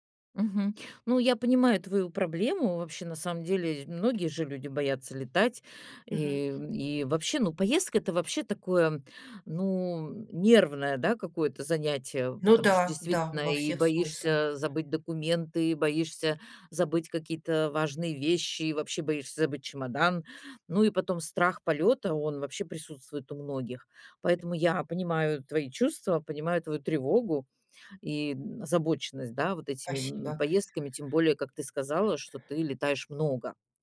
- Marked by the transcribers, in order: tapping
- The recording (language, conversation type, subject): Russian, advice, Как справляться со стрессом и тревогой во время поездок?